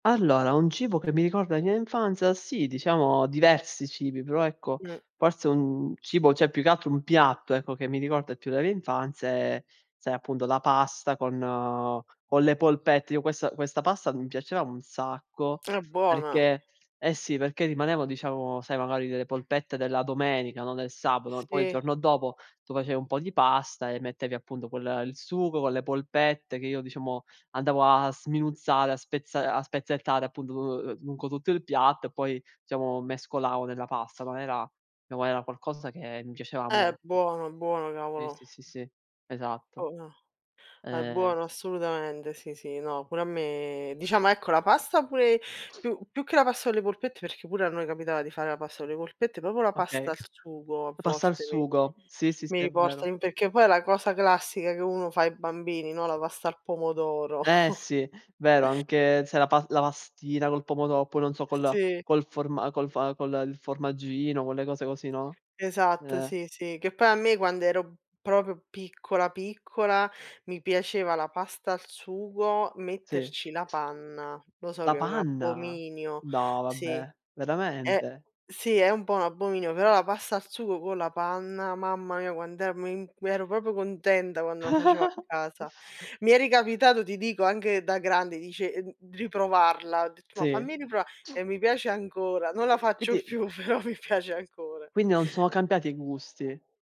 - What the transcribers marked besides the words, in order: "cioè" said as "ceh"; tapping; "proprio" said as "propro"; chuckle; "proprio" said as "propro"; giggle; laughing while speaking: "però"; chuckle
- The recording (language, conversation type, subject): Italian, unstructured, Qual è il cibo che ti ricorda la tua infanzia?